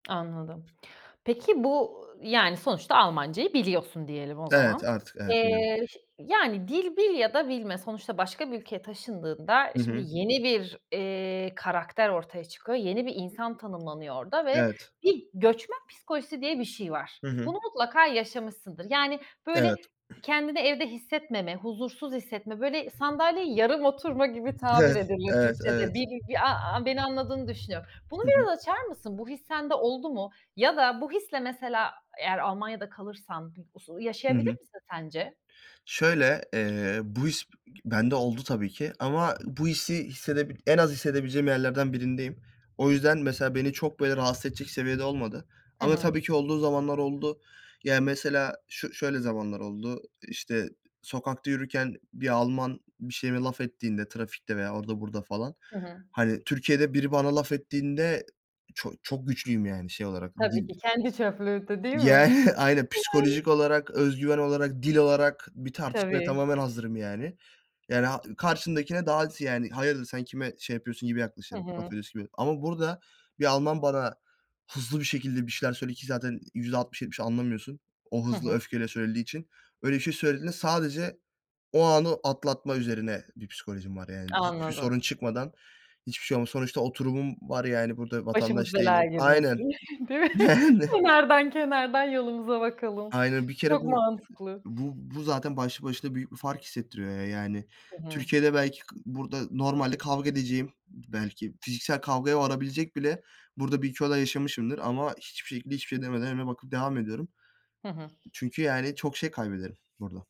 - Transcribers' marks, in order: other background noise; chuckle; laughing while speaking: "Yani"; laughing while speaking: "değil mi?"; laughing while speaking: "Yani"
- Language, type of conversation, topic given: Turkish, podcast, Göç deneyiminiz kimliğinizi nasıl değiştirdi, anlatır mısınız?
- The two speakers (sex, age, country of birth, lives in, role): female, 35-39, Turkey, Italy, host; male, 20-24, Turkey, Germany, guest